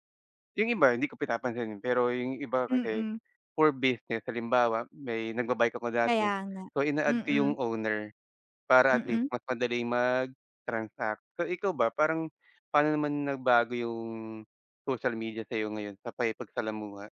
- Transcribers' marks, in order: none
- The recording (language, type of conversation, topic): Filipino, unstructured, Paano nakaaapekto ang midyang panlipunan sa ating pakikisalamuha?